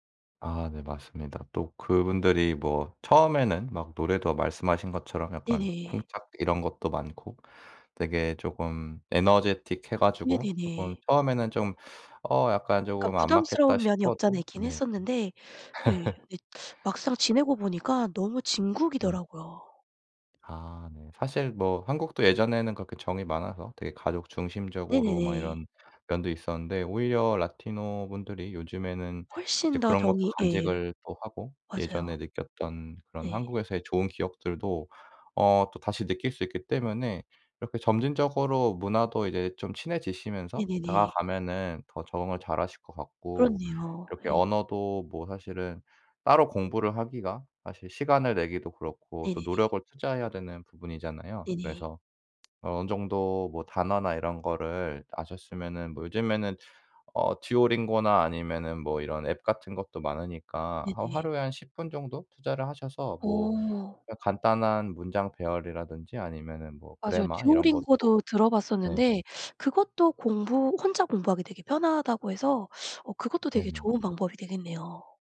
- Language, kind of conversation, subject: Korean, advice, 어떻게 하면 언어 장벽 없이 일상에서 사람들과 자연스럽게 관계를 맺을 수 있을까요?
- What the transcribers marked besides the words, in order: in English: "에너제틱해"; tapping; laugh; other background noise; in English: "라티노"; in English: "그래머"